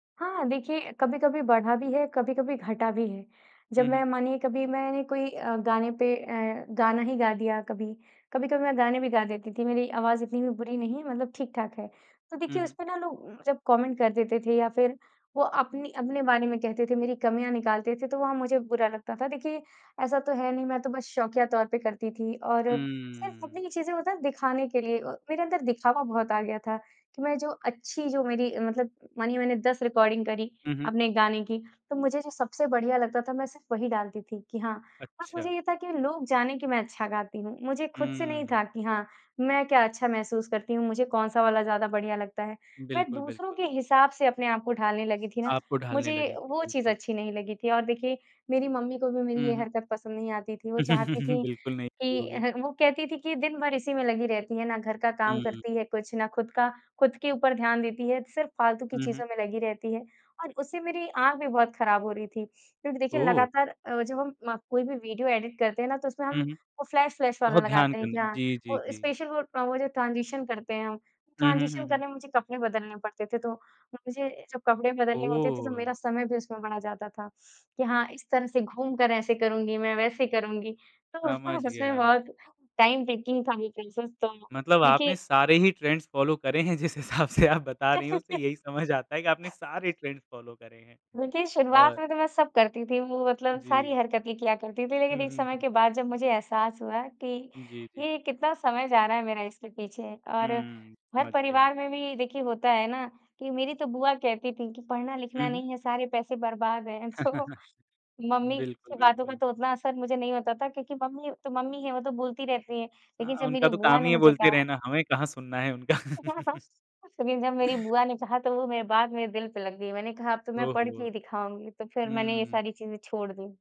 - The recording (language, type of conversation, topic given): Hindi, podcast, सोशल मीडिया ने आपकी रचनात्मकता पर क्या असर डाला?
- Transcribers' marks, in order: in English: "कमेंट"; chuckle; in English: "फ्लैश-फ्लैश"; in English: "स्पेशल"; in English: "ट्रांज़ीशन"; in English: "ट्रांज़ीशन"; in English: "टाइम टेकिंग"; in English: "प्रॉसेस"; in English: "ट्रेंड्स फॉलो"; laughing while speaking: "जिस हिसाब से आप बता रही हो। उसे यही समझ आता है"; laugh; other background noise; in English: "ट्रेंड्स फॉलो"; in English: "सो"; chuckle; laugh; laughing while speaking: "उनका"